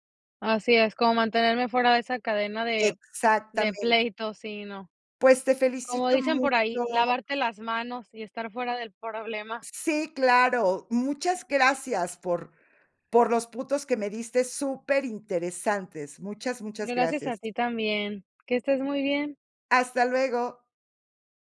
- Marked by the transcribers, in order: "puntos" said as "putos"
- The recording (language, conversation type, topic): Spanish, podcast, ¿Cómo puedes expresar tu punto de vista sin pelear?